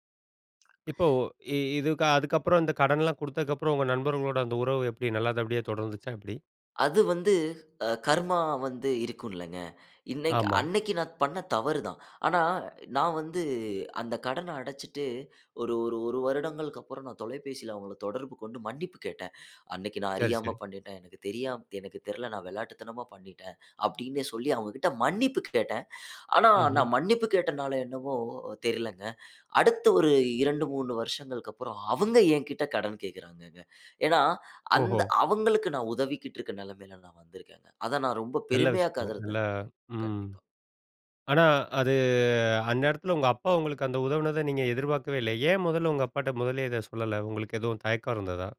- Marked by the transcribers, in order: breath; "நல்லபடியா" said as "நல்லதபடியா"; "கருதறேன்" said as "கதருதேன்"
- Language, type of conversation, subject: Tamil, podcast, ஒரு பழைய தவறைத் திருத்திய பிறகு உங்கள் எதிர்கால வாழ்க்கை எப்படி மாற்றமடைந்தது?